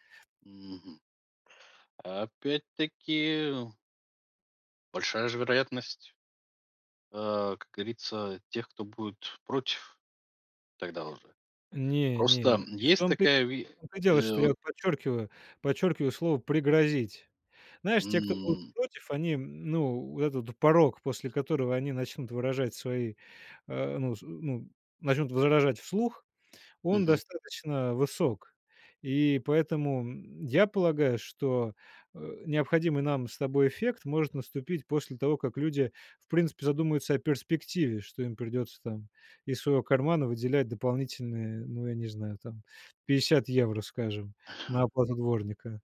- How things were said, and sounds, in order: other background noise; chuckle
- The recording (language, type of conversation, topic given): Russian, podcast, Как организовать раздельный сбор мусора дома?